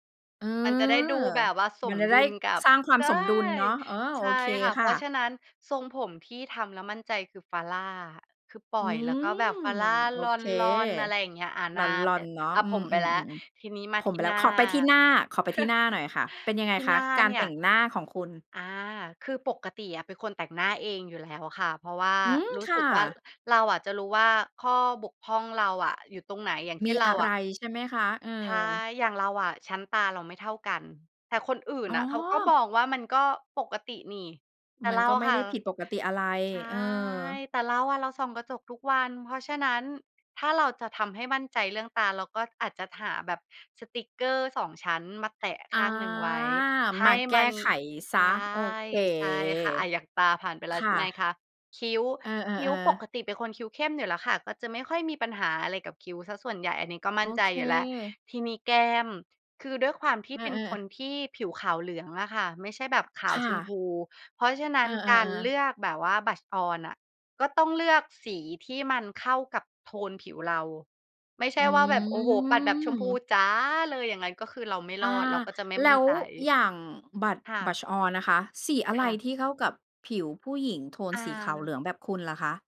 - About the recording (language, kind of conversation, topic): Thai, podcast, คุณมีวิธีแต่งตัวยังไงในวันที่อยากมั่นใจ?
- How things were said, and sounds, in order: tapping; drawn out: "อืม"; chuckle; other background noise; drawn out: "อา"; in English: "blush on"; drawn out: "อืม"; in English: "blush blush on"